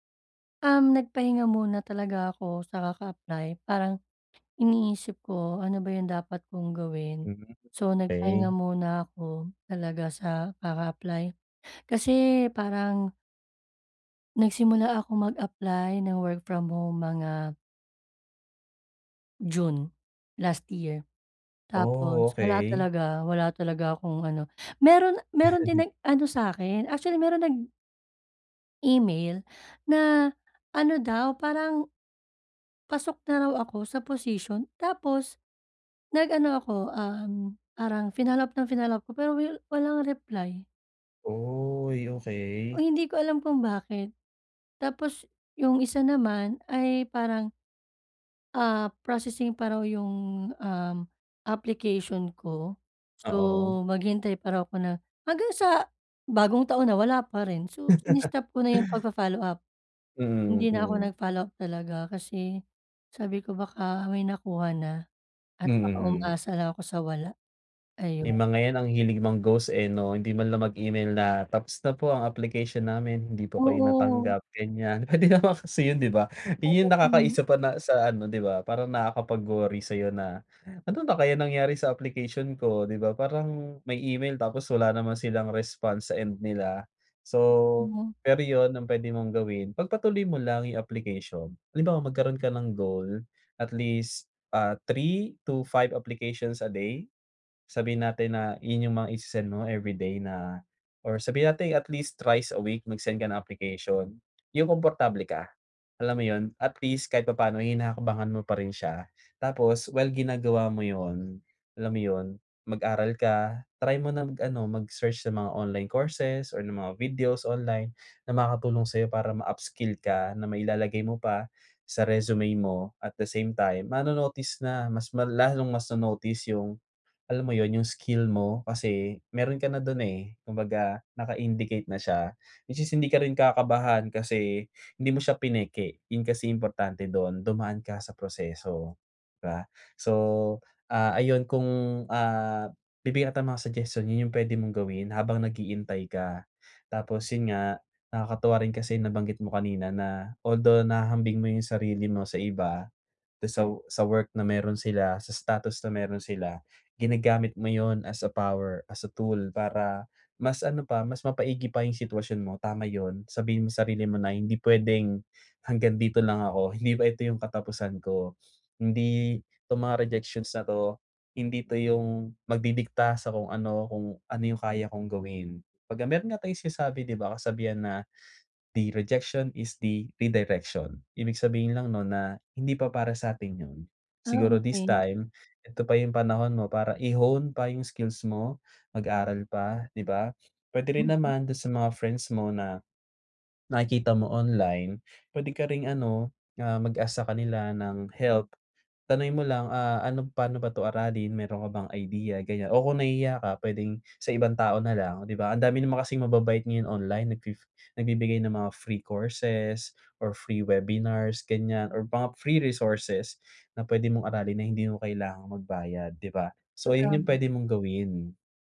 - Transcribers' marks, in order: chuckle; laugh; in English: "three to five applications a day"; in English: "The rejection is the redirection"; in English: "free courses or free webinars"; in English: "free resources"
- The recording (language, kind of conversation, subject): Filipino, advice, Bakit ako laging nag-aalala kapag inihahambing ko ang sarili ko sa iba sa internet?